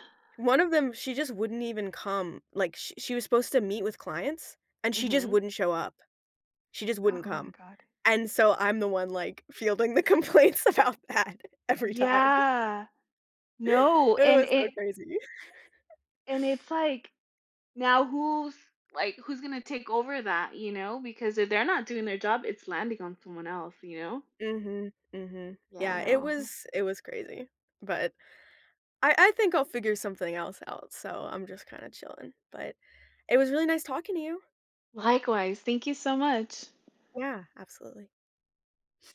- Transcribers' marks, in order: laughing while speaking: "complaints about that every time"; giggle; other background noise
- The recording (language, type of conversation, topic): English, unstructured, Do you prefer working from home or working in an office?
- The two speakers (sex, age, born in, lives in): female, 30-34, Mexico, United States; female, 30-34, United States, United States